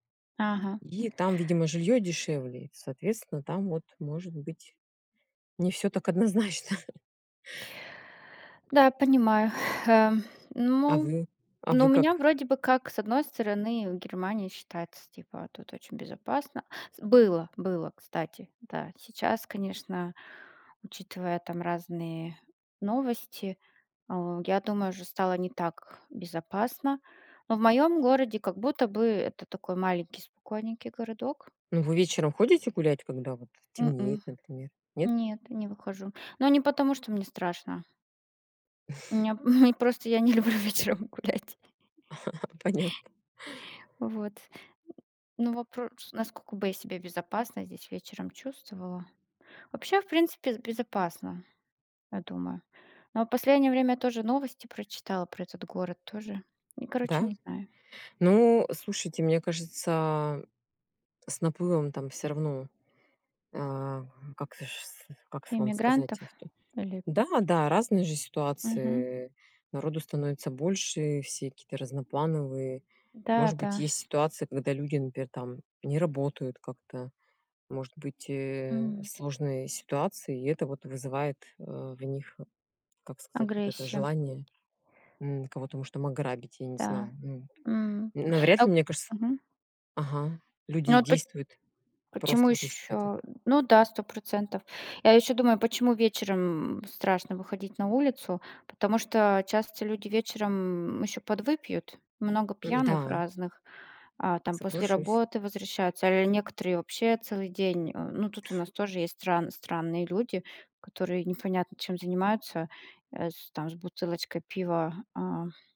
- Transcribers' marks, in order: laughing while speaking: "однозначно"; tapping; laughing while speaking: "не просто я не люблю вечером гулять"; chuckle
- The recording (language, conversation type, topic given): Russian, unstructured, Почему, по-вашему, люди боятся выходить на улицу вечером?